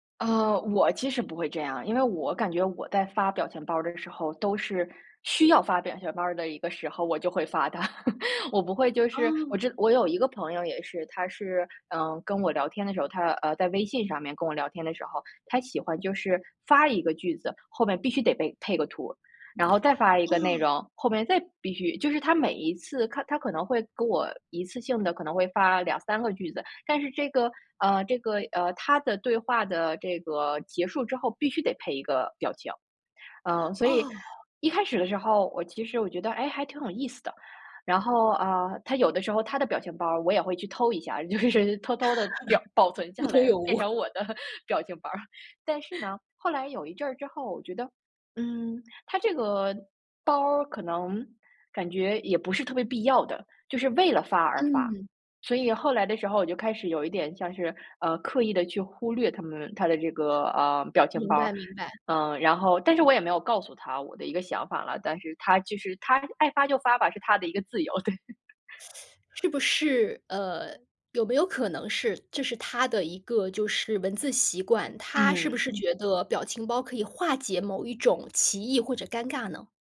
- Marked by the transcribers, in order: chuckle; "配" said as "被"; other background noise; laugh; laughing while speaking: "就是"; laughing while speaking: "不同有无"; "保" said as "表"; laughing while speaking: "下来， 变成我的表情包儿"; chuckle; other noise; teeth sucking; chuckle
- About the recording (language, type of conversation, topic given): Chinese, podcast, 你觉得表情包改变了沟通吗？